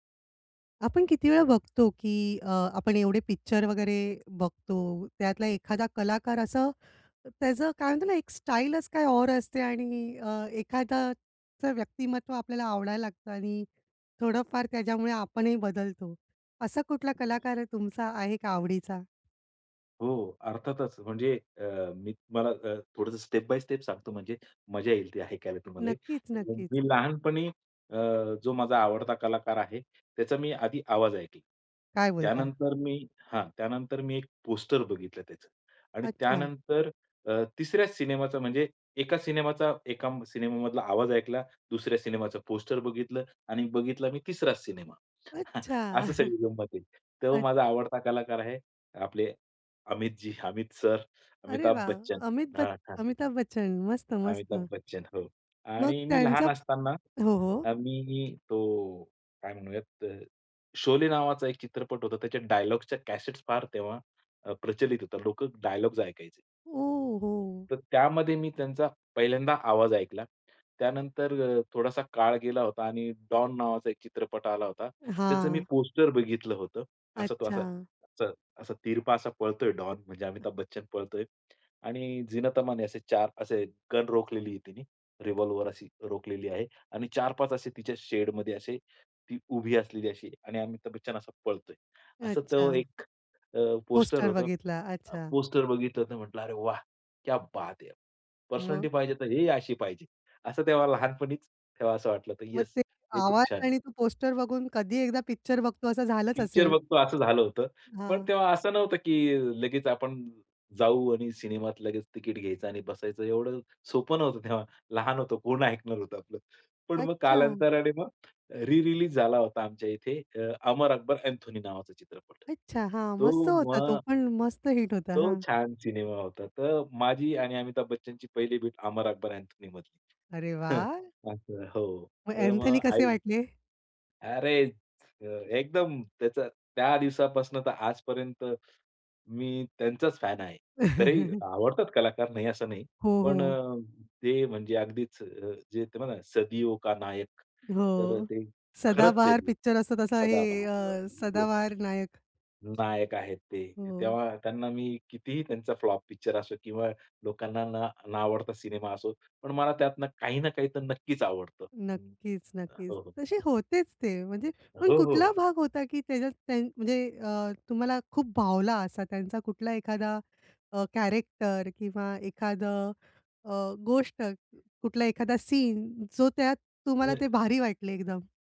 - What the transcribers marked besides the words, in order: other background noise; in English: "स्टेप-बाय-स्टेप"; unintelligible speech; chuckle; tapping; in English: "पर्सनॅलिटी"; laughing while speaking: "लहान होतो कोण ऐकणार होतं आपलं"; chuckle; laugh; in Hindi: "सदियो का नायक"; unintelligible speech; in English: "कॅरेक्टर"; unintelligible speech
- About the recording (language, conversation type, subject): Marathi, podcast, तुझ्यावर सर्वाधिक प्रभाव टाकणारा कलाकार कोण आहे?